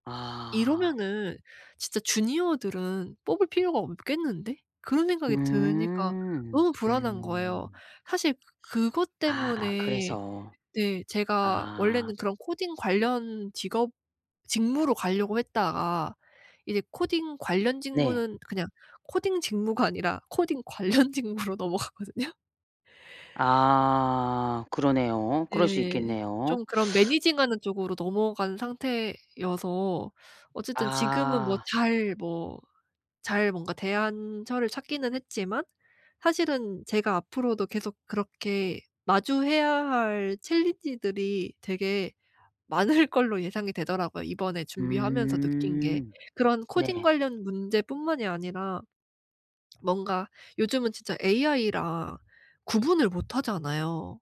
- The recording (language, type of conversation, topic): Korean, advice, 예측 불가능한 변화가 계속될 때 불안하지 않게 적응하려면 어떻게 해야 하나요?
- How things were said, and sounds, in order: other background noise; laughing while speaking: "직무가"; laughing while speaking: "관련 직무로 넘어가거든요"; laughing while speaking: "많을"